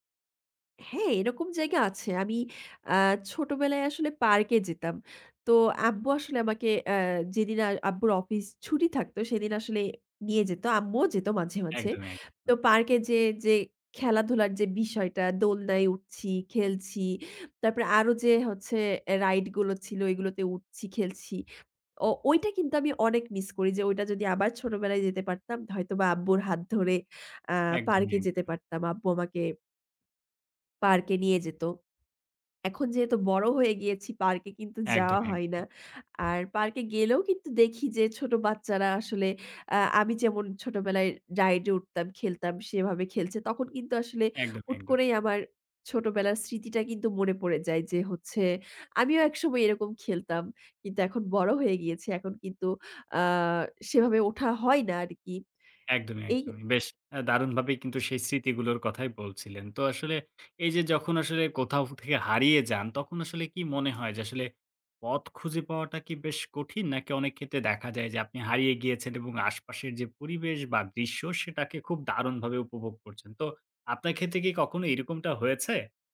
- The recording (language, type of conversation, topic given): Bengali, podcast, কোথাও হারিয়ে যাওয়ার পর আপনি কীভাবে আবার পথ খুঁজে বের হয়েছিলেন?
- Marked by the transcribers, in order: tapping; other background noise; other noise